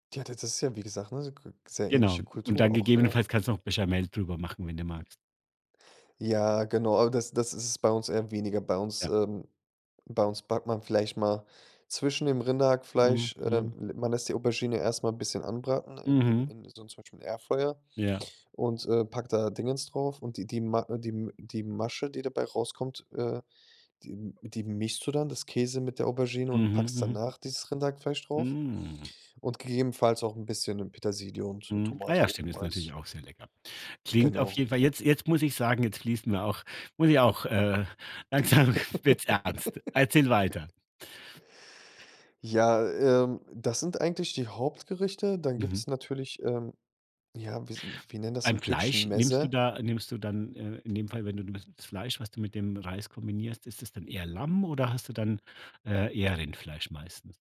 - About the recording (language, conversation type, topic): German, podcast, Wie planst du ein Menü für Gäste, ohne in Stress zu geraten?
- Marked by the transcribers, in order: other background noise; other noise; "Dings" said as "Dingens"; giggle; laughing while speaking: "langsam wird's"; in Turkish: "Meze"